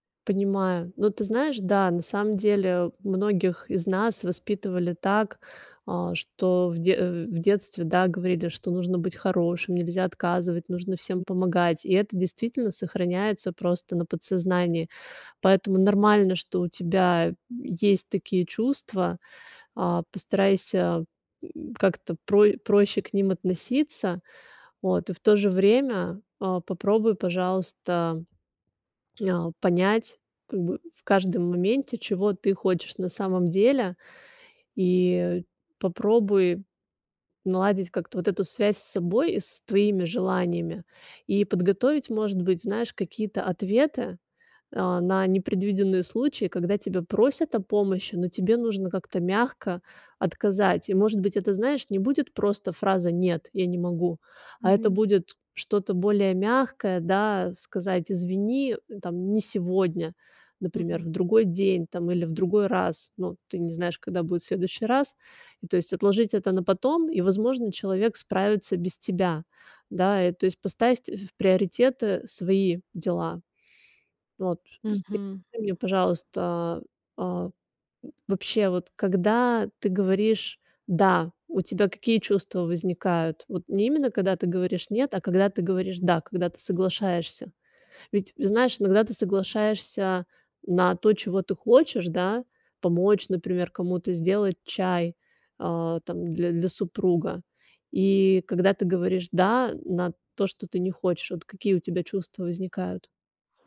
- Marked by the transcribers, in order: tapping; other background noise
- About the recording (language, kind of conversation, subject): Russian, advice, Почему мне трудно говорить «нет» из-за желания угодить другим?